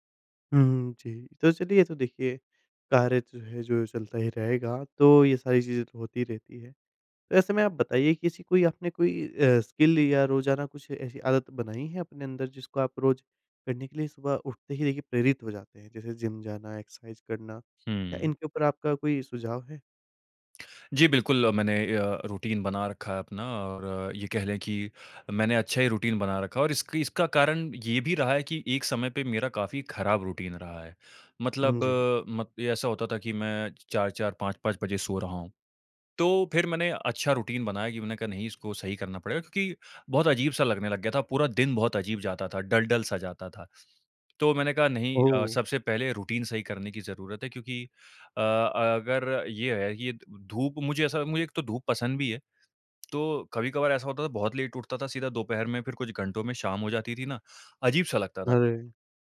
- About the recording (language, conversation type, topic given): Hindi, podcast, तुम रोज़ प्रेरित कैसे रहते हो?
- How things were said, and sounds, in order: in English: "स्किल"; in English: "एक्सरसाइज़"; in English: "रूटीन"; in English: "रूटीन"; in English: "रूटीन"; in English: "रूटीन"; in English: "डल डल"; in English: "रूटीन"; tapping; in English: "लेट"